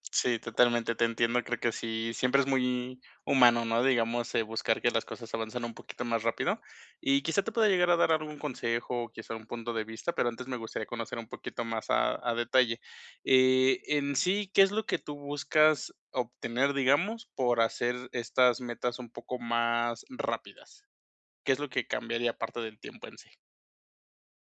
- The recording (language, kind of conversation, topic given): Spanish, advice, ¿Cómo puedo equilibrar la ambición y la paciencia al perseguir metas grandes?
- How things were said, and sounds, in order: none